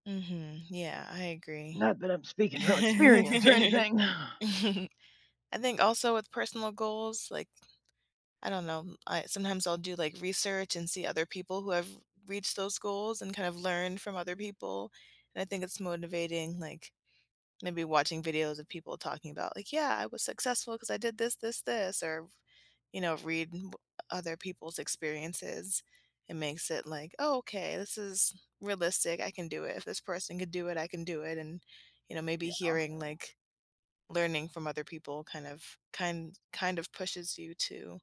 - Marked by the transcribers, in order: chuckle; other background noise
- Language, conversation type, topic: English, unstructured, What helps you keep working toward your goals when motivation fades?
- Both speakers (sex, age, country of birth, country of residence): female, 30-34, United States, United States; female, 50-54, United States, United States